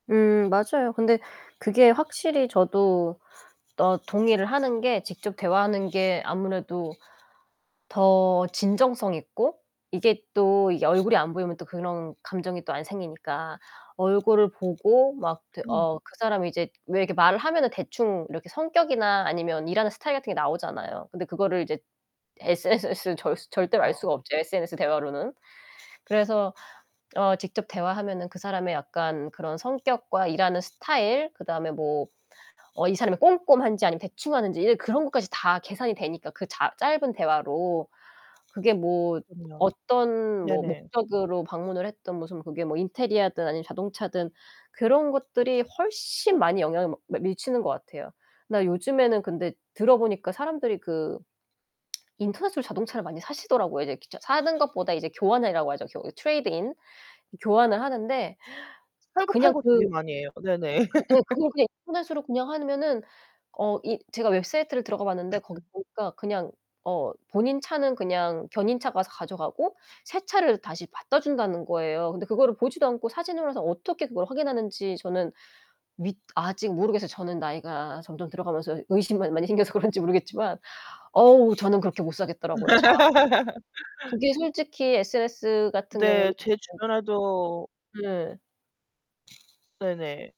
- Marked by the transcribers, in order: other background noise; distorted speech; in English: "트레이드 인"; laugh; laugh; laugh
- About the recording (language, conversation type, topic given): Korean, unstructured, SNS로 소통하는 것과 직접 대화하는 것 중 어떤 방식이 더 좋으신가요?
- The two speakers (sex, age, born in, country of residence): female, 35-39, South Korea, United States; female, 40-44, South Korea, United States